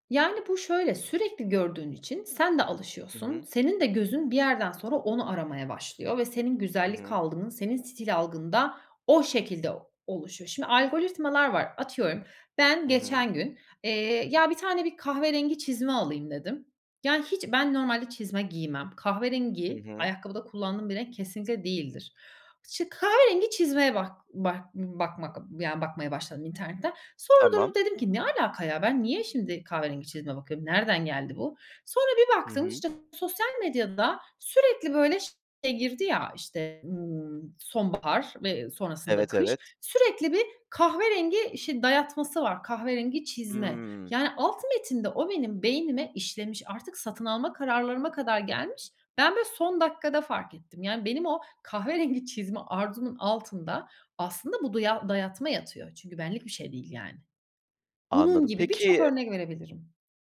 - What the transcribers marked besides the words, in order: other background noise; drawn out: "Hıı"
- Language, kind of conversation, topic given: Turkish, podcast, Sosyal medya, stil anlayışını sence nasıl etkiliyor?